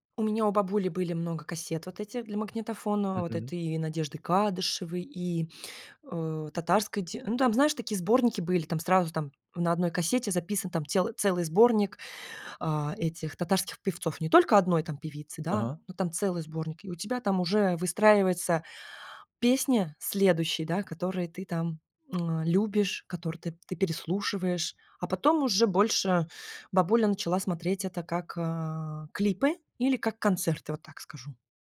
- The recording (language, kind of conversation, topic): Russian, podcast, Какая песня у тебя ассоциируется с городом, в котором ты вырос(ла)?
- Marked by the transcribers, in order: tapping